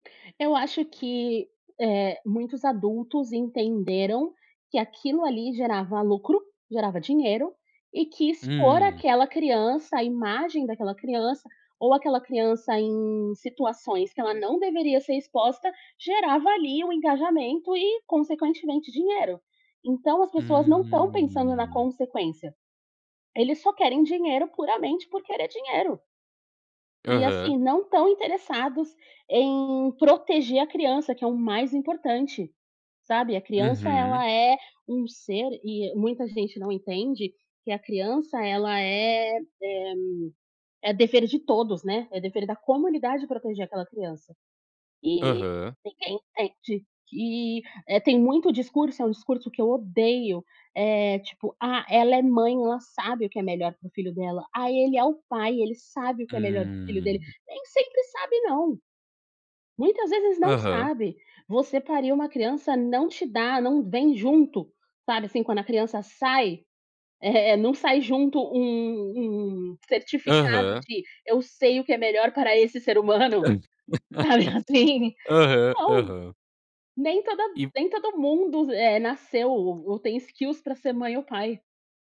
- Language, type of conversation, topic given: Portuguese, podcast, como criar vínculos reais em tempos digitais
- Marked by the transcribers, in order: tapping; drawn out: "Hum"; drawn out: "Hum"; laugh; laughing while speaking: "Sabe assim?"; in English: "skills"